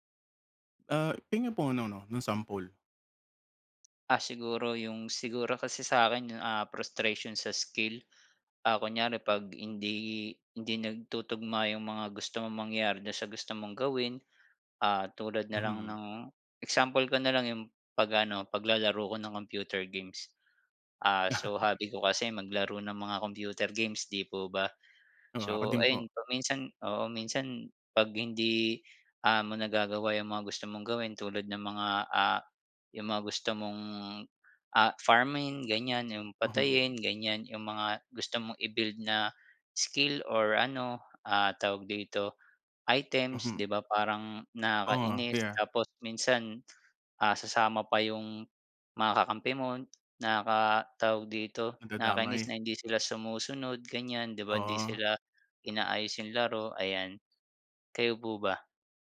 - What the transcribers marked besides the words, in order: chuckle
- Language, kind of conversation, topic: Filipino, unstructured, Paano mo naiiwasan ang pagkadismaya kapag nahihirapan ka sa pagkatuto ng isang kasanayan?